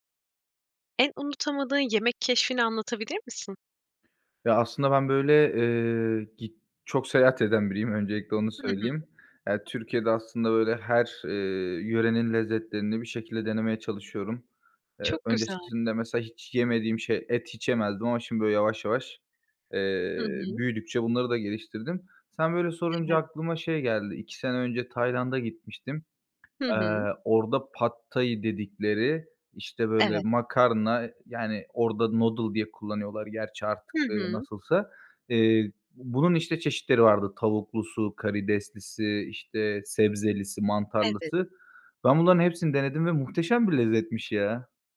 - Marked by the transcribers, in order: none
- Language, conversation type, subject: Turkish, podcast, En unutamadığın yemek keşfini anlatır mısın?